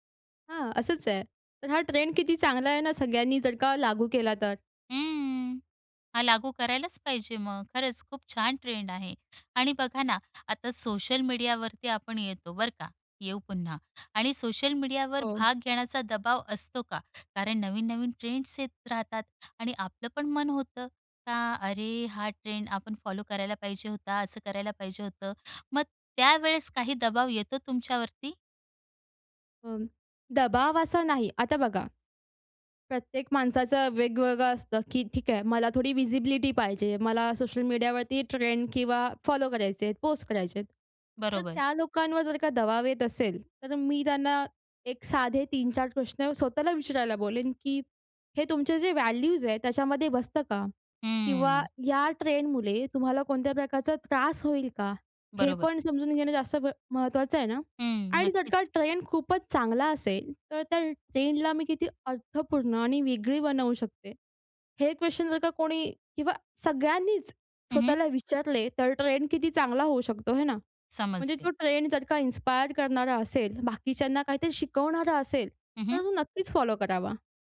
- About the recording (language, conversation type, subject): Marathi, podcast, सोशल मीडियावर व्हायरल होणारे ट्रेंड्स तुम्हाला कसे वाटतात?
- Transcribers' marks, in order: in English: "फॉलो"; in English: "व्हिजिबिलिटी"; in English: "फॉलो"; in English: "व्हॅल्यूज"; in English: "इन्स्पायर"; in English: "फॉलो"